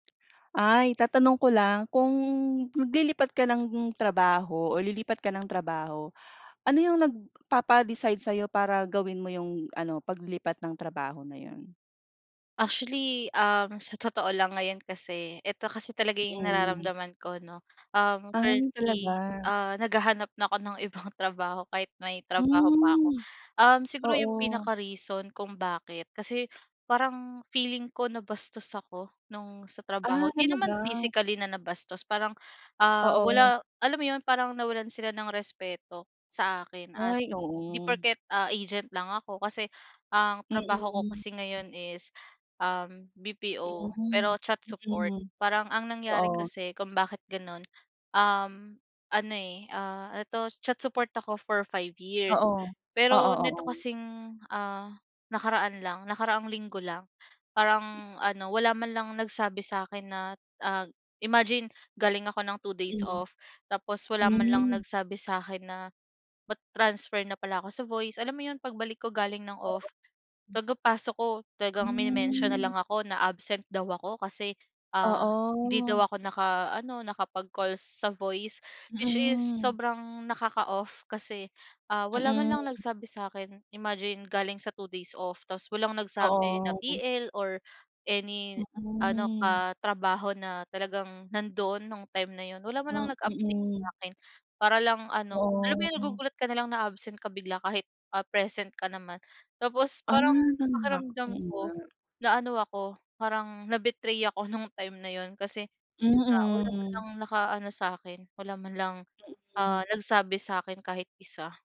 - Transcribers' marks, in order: tapping; other background noise; laughing while speaking: "ibang"; wind; other noise; unintelligible speech; scoff
- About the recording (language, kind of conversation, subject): Filipino, podcast, Paano ka nagpasya na magpalit ng trabaho?